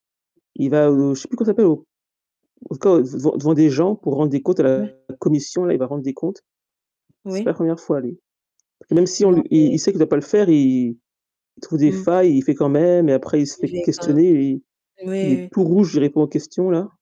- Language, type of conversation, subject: French, unstructured, Comment réagis-tu aux scandales liés à l’utilisation des données personnelles ?
- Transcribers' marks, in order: distorted speech